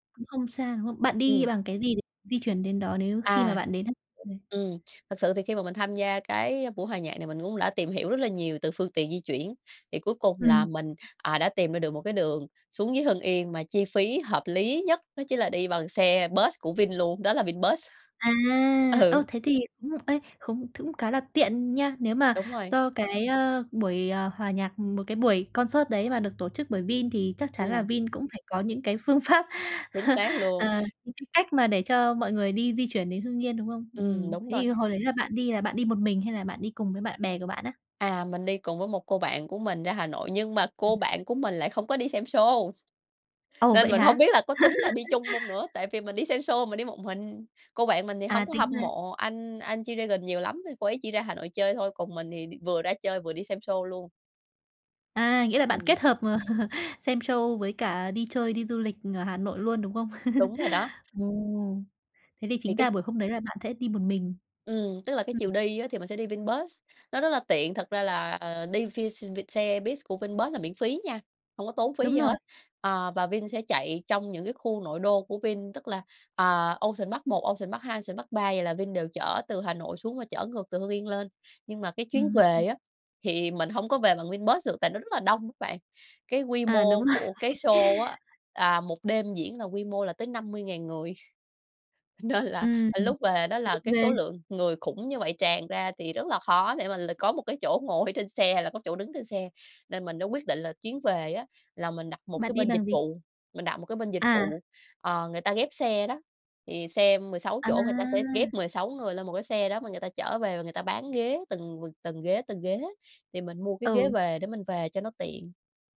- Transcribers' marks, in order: in English: "bus"; laughing while speaking: "Ừ"; tapping; in English: "concert"; laughing while speaking: "pháp"; chuckle; unintelligible speech; laugh; chuckle; in English: "show"; chuckle; in English: "bus"; other background noise; laughing while speaking: "rồi"; chuckle; laughing while speaking: "Nên là"
- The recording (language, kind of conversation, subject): Vietnamese, podcast, Điều gì khiến bạn mê nhất khi xem một chương trình biểu diễn trực tiếp?